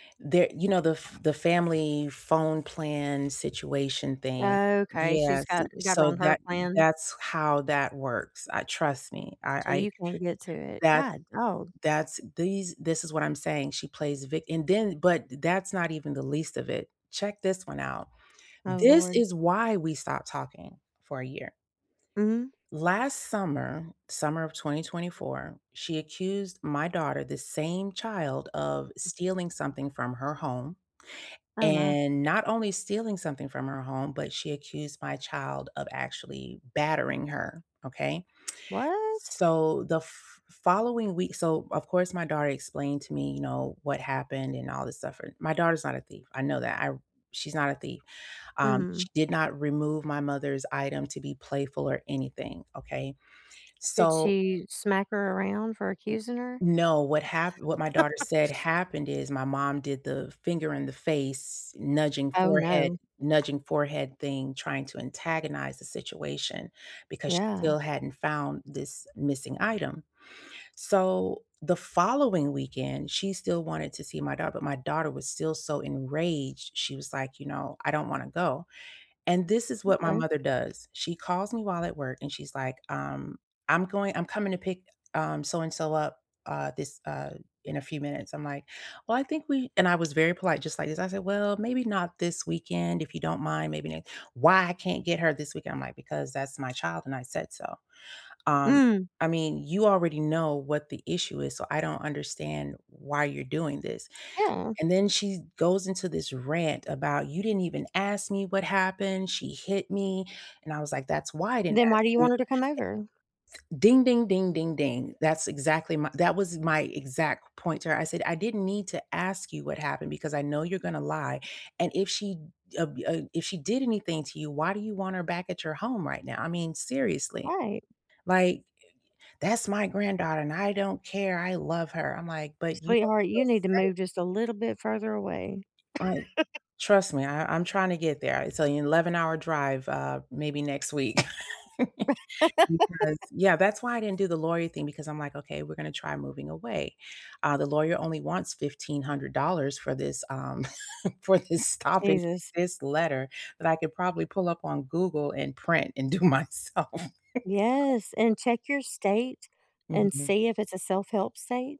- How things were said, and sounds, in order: other background noise; stressed: "why"; laugh; tapping; chuckle; chuckle; laugh; laughing while speaking: "for this stop and desist"; laughing while speaking: "do myself"; chuckle
- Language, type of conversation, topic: English, unstructured, How can I rebuild trust after a disagreement?
- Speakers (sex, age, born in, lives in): female, 45-49, United States, United States; female, 50-54, United States, United States